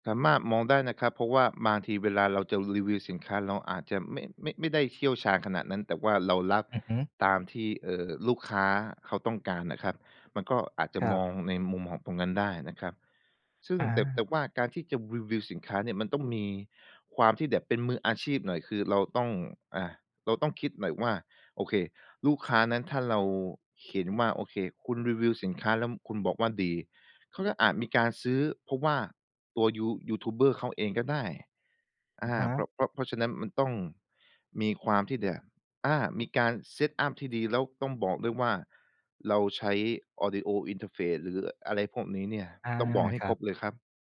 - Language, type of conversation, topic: Thai, podcast, คุณมองว่าคอนเทนต์ที่จริงใจควรเป็นแบบไหน?
- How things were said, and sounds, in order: in English: "set up"; in English: "Audio Interface"